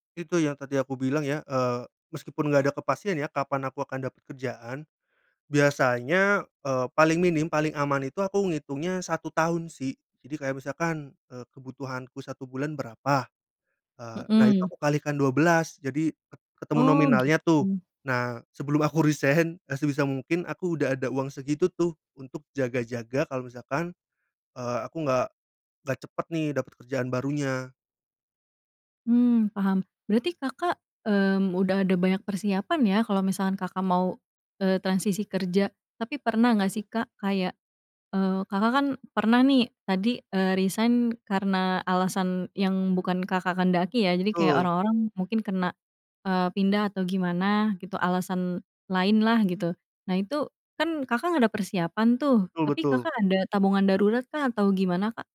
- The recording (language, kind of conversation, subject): Indonesian, podcast, Bagaimana kamu mengatur keuangan saat mengalami transisi kerja?
- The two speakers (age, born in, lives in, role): 25-29, Indonesia, Indonesia, host; 30-34, Indonesia, Indonesia, guest
- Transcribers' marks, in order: laughing while speaking: "sebelum aku resign"